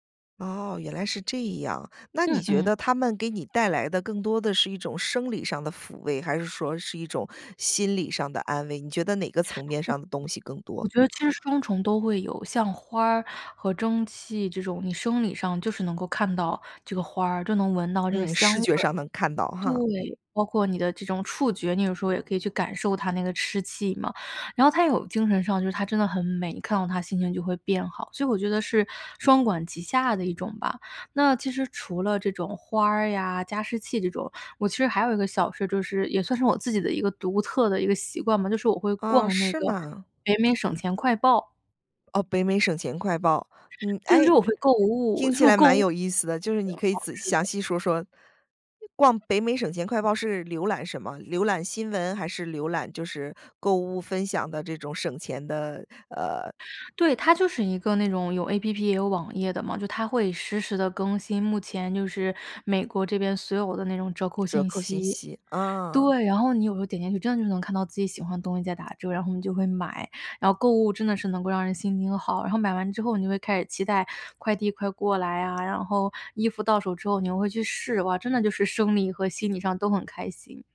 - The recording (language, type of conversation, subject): Chinese, podcast, 你平常会做哪些小事让自己一整天都更有精神、心情更好吗？
- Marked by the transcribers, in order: tapping; other background noise